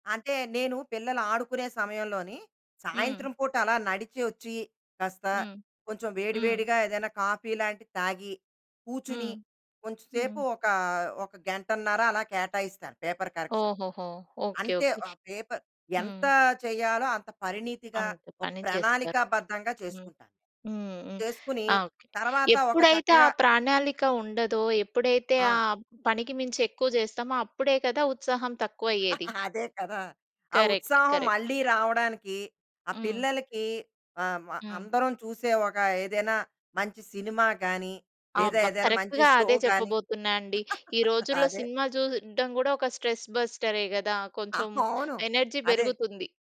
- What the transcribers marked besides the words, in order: in English: "కాఫీ"; in English: "పేపర్ కరెక్షన్‌కి"; in English: "పేపర్"; tapping; "ప్రణాళిక" said as "ప్రాణాళిక"; chuckle; in English: "కరెక్ట్. కరెక్ట్"; in English: "కరెక్ట్‌గా"; in English: "షో"; laugh; "చూడడం" said as "చూహుడ్డం"; in English: "స్ట్రెస్"
- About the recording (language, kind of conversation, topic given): Telugu, podcast, ఉత్సాహం తగ్గినప్పుడు మీరు మిమ్మల్ని మీరు ఎలా ప్రేరేపించుకుంటారు?